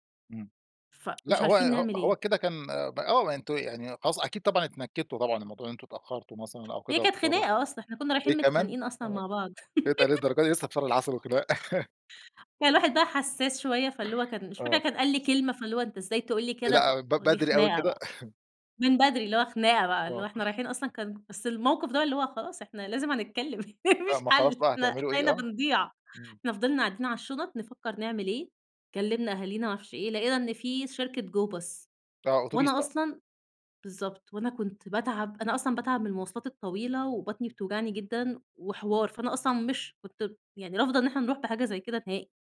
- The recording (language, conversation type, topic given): Arabic, podcast, إيه أكتر غلطة اتعلمت منها وإنت مسافر؟
- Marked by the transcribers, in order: tapping; giggle; chuckle; laugh; laughing while speaking: "مفيش حل، إحنا إحنا هنا بنضيع"; in English: "go bus"